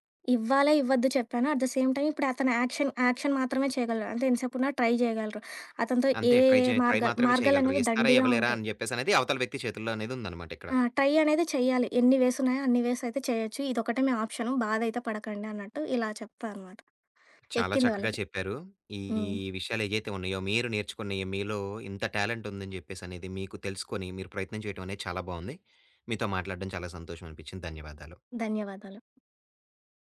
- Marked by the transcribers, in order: in English: "అట్ ద సేమ్ టైమ్"; in English: "యాక్షన్ యాక్షన్"; in English: "ట్రై"; in English: "ట్రై"; in English: "ట్రై"; in English: "ట్రై"; in English: "వేస్"; tapping; in English: "టాలెంట్"
- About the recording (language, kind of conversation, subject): Telugu, podcast, సొంతంగా కొత్త విషయం నేర్చుకున్న అనుభవం గురించి చెప్పగలవా?